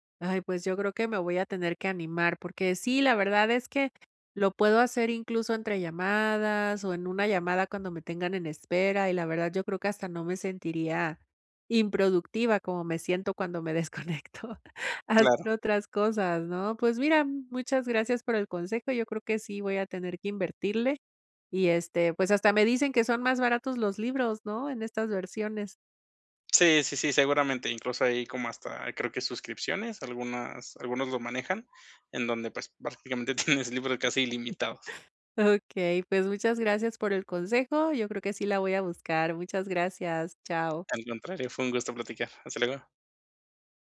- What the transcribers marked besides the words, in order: laughing while speaking: "desconecto"; other background noise; laughing while speaking: "tienes"; chuckle; tapping
- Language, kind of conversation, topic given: Spanish, advice, ¿Cómo puedo encontrar tiempo para mis pasatiempos entre mis responsabilidades diarias?